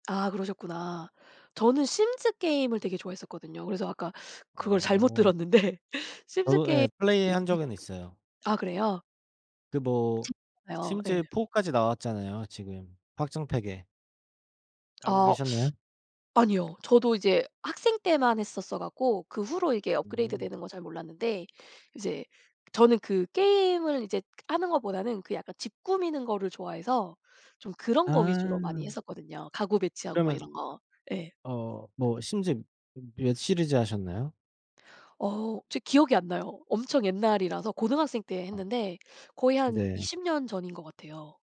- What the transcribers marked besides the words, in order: laughing while speaking: "잘못 들었는데"; unintelligible speech; in English: "four까지"; other background noise; tapping
- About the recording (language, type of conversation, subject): Korean, unstructured, 취미를 꾸준히 이어가는 비결이 무엇인가요?
- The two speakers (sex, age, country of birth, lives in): female, 40-44, South Korea, United States; male, 30-34, South Korea, Germany